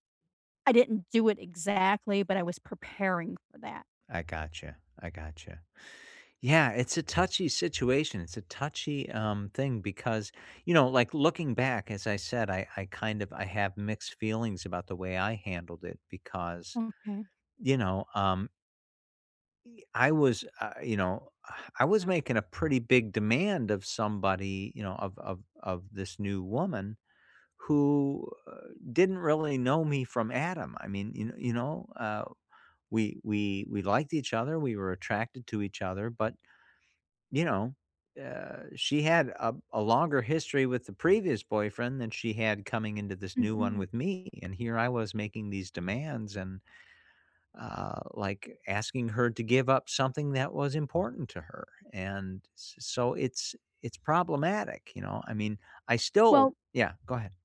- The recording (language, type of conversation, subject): English, unstructured, Is it okay to date someone who still talks to their ex?
- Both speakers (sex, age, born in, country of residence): female, 60-64, United States, United States; male, 55-59, United States, United States
- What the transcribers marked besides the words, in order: none